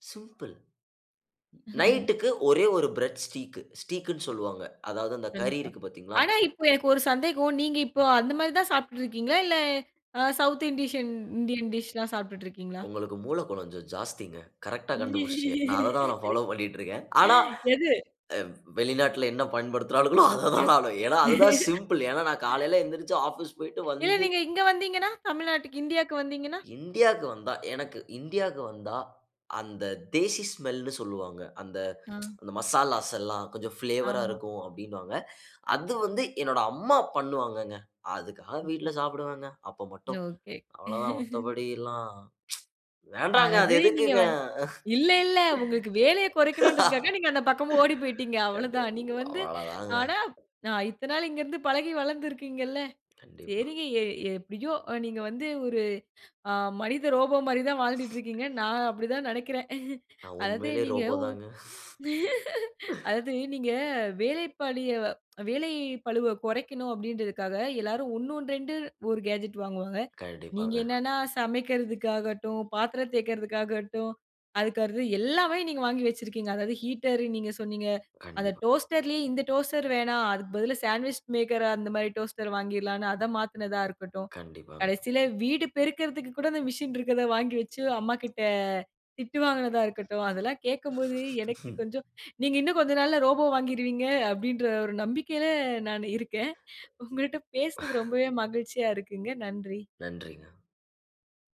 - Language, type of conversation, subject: Tamil, podcast, பணிகளை தானியங்கியாக்க எந்த சாதனங்கள் அதிகமாக பயனுள்ளதாக இருக்கின்றன என்று நீங்கள் நினைக்கிறீர்கள்?
- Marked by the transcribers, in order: in English: "சிம்பிள்!"; other background noise; laugh; in English: "ஸ்டீக்கு. ஸ்டீக்குன்னு"; in English: "சவுத் இண்டிஷன் இண்டியன்"; "கொஞ்சம்" said as "கொளஞ்சம்"; laugh; laughing while speaking: "நான் ஃபாலோ பண்ணிட்ருக்கேன்"; laughing while speaking: "பயன்படுத்துராளுகளோ, அதை தான் நானும்"; in English: "சிம்பிள்"; laugh; other noise; tapping; in English: "தேசி ஸ்மெல்ன்னு"; tsk; in English: "ஃபிளேவரா"; "ஓகே" said as "நோகே"; laugh; tsk; laugh; chuckle; laugh; laugh; in English: "கேட்ஜெட்"; in English: "ஹீட்டரு"; in English: "டோஸ்டர்லேயே"; in English: "டோஸ்டர்"; in English: "சண்ட்விச் மேக்கர்"; in English: "டோஸ்டர்"; chuckle